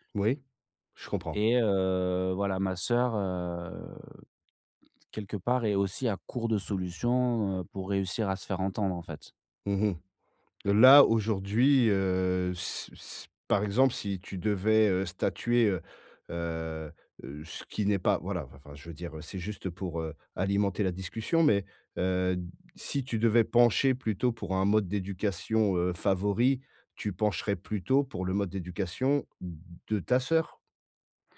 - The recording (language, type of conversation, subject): French, advice, Comment régler calmement nos désaccords sur l’éducation de nos enfants ?
- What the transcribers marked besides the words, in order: drawn out: "heu"; drawn out: "heu"